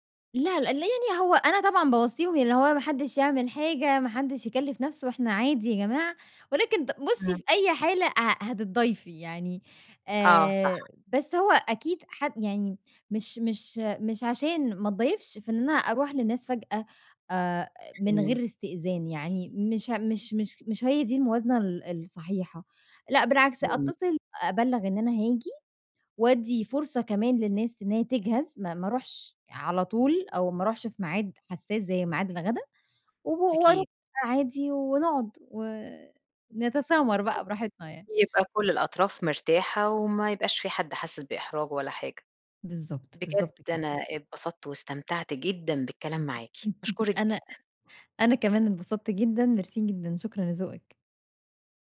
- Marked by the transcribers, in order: tapping; laugh
- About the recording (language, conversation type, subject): Arabic, podcast, إزاي بتحضّري البيت لاستقبال ضيوف على غفلة؟